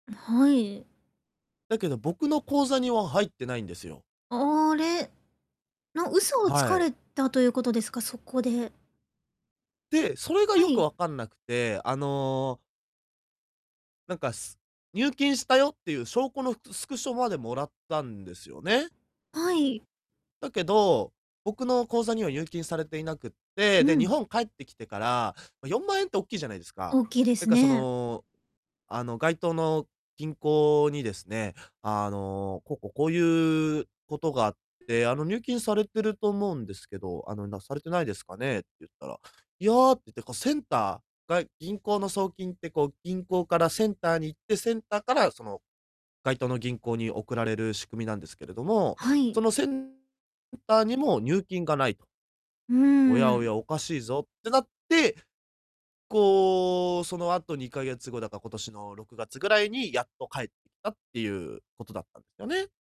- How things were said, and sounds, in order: static; distorted speech
- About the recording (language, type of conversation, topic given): Japanese, advice, 友人に貸したお金を返してもらうには、どのように返済をお願いすればよいですか？